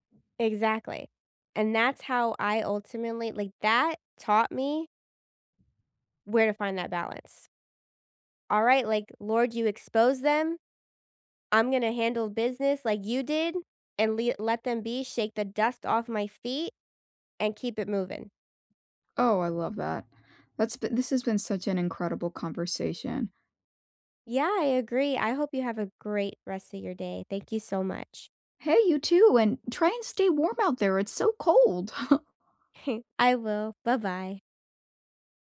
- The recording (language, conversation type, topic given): English, unstructured, How do you know when to forgive and when to hold someone accountable?
- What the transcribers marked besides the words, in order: chuckle